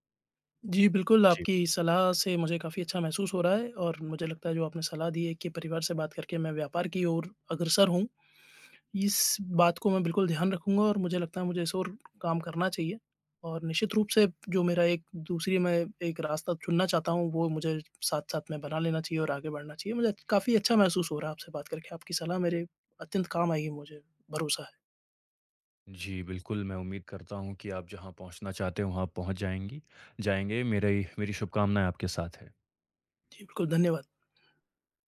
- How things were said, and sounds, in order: tapping
- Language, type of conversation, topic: Hindi, advice, आय में उतार-चढ़ाव आपके मासिक खर्चों को कैसे प्रभावित करता है?